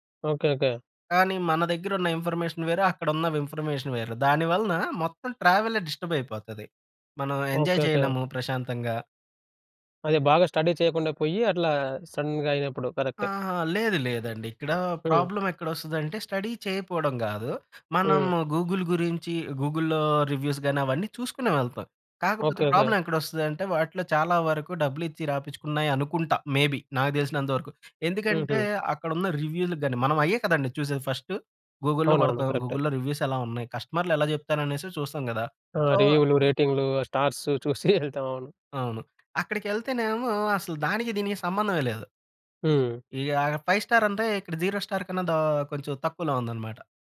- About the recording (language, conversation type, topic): Telugu, podcast, ప్రయాణాలు, కొత్త అనుభవాల కోసం ఖర్చు చేయడమా లేదా ఆస్తి పెంపుకు ఖర్చు చేయడమా—మీకు ఏది ఎక్కువ ముఖ్యమైంది?
- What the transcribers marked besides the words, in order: in English: "ఇన్ఫర్మేషన్"; in English: "ఎంజాయ్"; in English: "స్టడీ"; in English: "సడన్‌గా"; horn; in English: "ప్రాబ్లం"; in English: "స్టడీ"; in English: "గూగుల్"; in English: "గూగుల్‌లో రివ్యూస్"; in English: "ప్రాబ్లం"; in English: "మేబి"; in English: "గూగుల్‌లో"; in English: "గూగుల్‌లో"; in English: "సో"; in English: "స్టార్స్"; chuckle; tapping; in English: "ఫైవ్"; in English: "జీరో స్టార్"